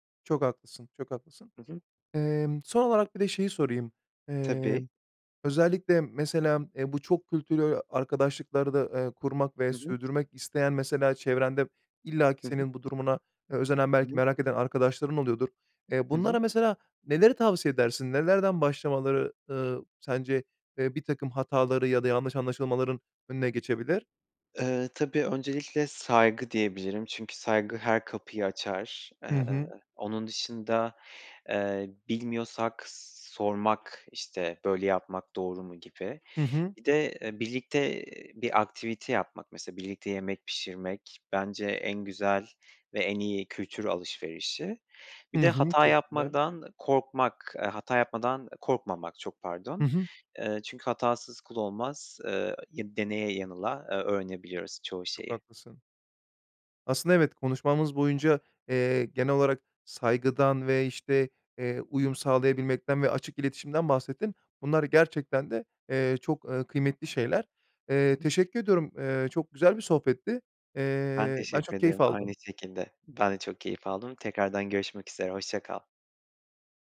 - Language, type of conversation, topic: Turkish, podcast, Çokkültürlü arkadaşlıklar sana neler kattı?
- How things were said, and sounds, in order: other background noise